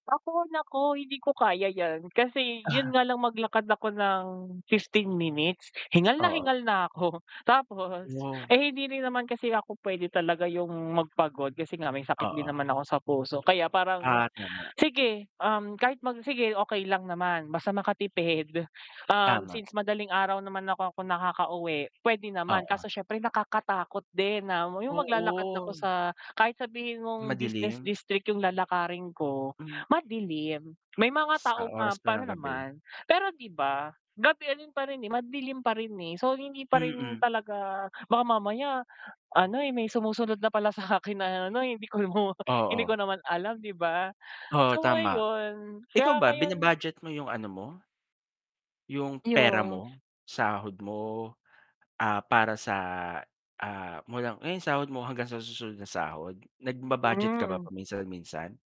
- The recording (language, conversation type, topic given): Filipino, unstructured, Ano ang nararamdaman mo kapag nauubos ang pera bago sumahod?
- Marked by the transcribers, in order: static; mechanical hum; unintelligible speech